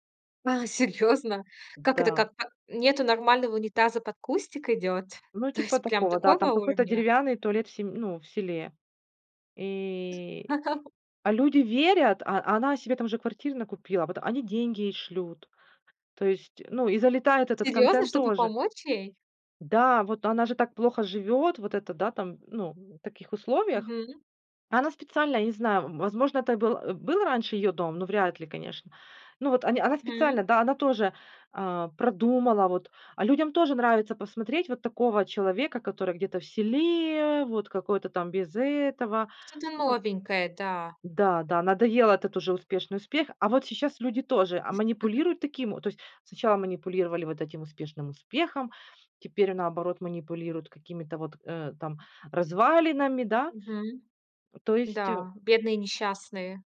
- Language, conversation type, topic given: Russian, podcast, Как социальные сети влияют на то, что мы смотрим?
- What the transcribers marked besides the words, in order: surprised: "А, серьёзно? Как это как? Ка нету нормального унитаза - под кустик идёт?"; tapping; laugh; surprised: "Серьёзно, чтобы помочь ей?"; laugh